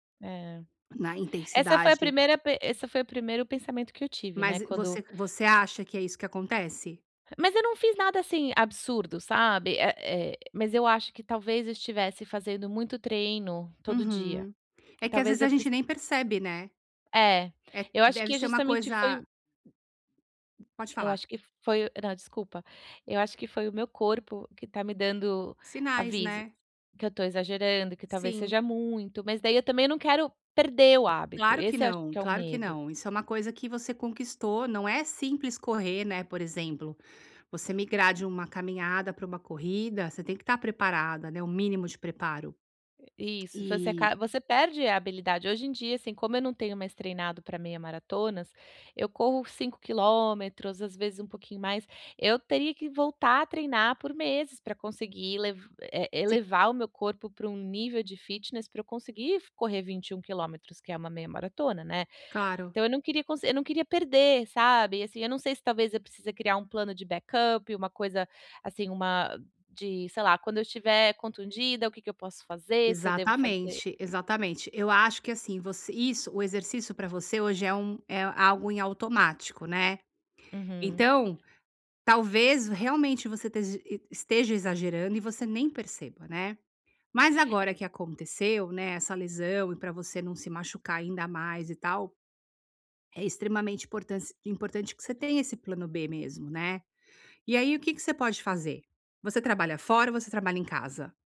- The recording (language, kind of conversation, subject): Portuguese, advice, Como posso manter meus hábitos mesmo quando acontecem imprevistos?
- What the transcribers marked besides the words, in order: tapping; in English: "fitness"; other background noise